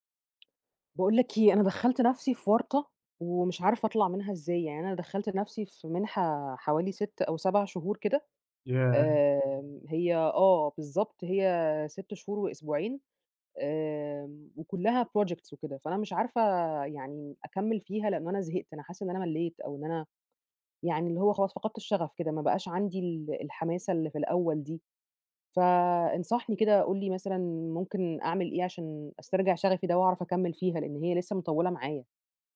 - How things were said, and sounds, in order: tapping; in English: "projects"
- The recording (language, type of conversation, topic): Arabic, advice, إزاي أقدر أتغلب على صعوبة إني أخلّص مشاريع طويلة المدى؟
- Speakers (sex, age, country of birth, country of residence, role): female, 30-34, United Arab Emirates, Egypt, user; male, 20-24, Egypt, Egypt, advisor